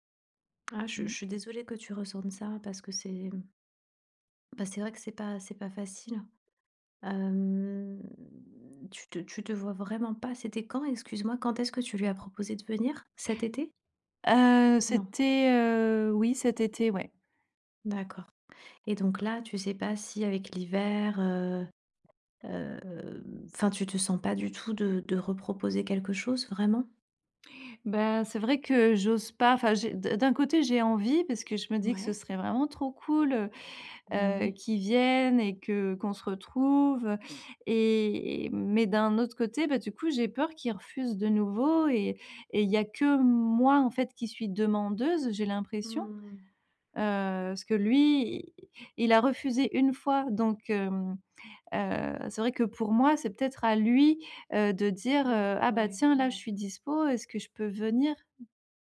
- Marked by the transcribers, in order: drawn out: "hem"; other background noise
- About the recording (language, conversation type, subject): French, advice, Comment gérer l’éloignement entre mon ami et moi ?